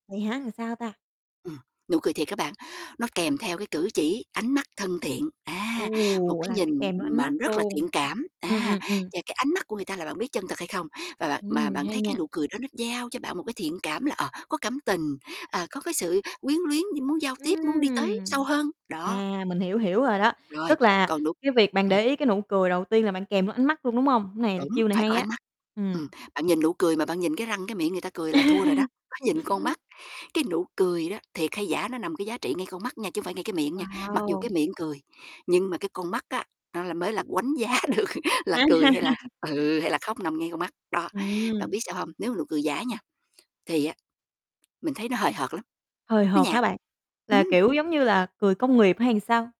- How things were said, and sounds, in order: "làm" said as "ừn"; tapping; other background noise; laugh; distorted speech; laugh; "đánh" said as "quánh"; laughing while speaking: "giá được"; chuckle; "làm" said as "ừn"
- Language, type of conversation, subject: Vietnamese, podcast, Bạn phân biệt nụ cười thật với nụ cười xã giao như thế nào?